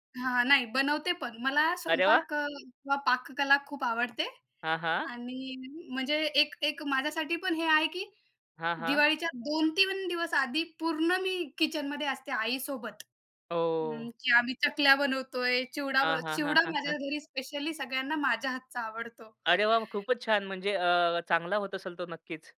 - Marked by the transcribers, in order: joyful: "अरे वाह!"; laughing while speaking: "हां, हां"
- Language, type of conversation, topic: Marathi, podcast, लहानपणीचा तुझा आवडता सण कोणता होता?